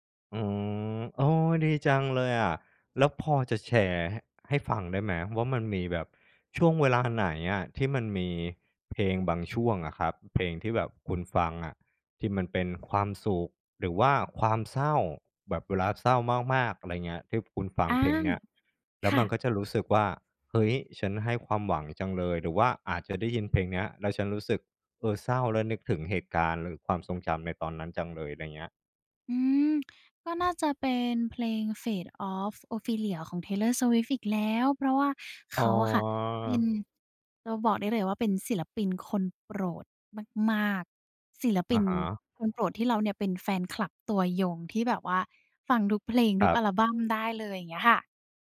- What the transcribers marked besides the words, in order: tapping; drawn out: "อ๋อ"; stressed: "โปรดมาก ๆ"; other background noise
- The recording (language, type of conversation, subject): Thai, podcast, เพลงไหนที่เป็นเพลงประกอบชีวิตของคุณในตอนนี้?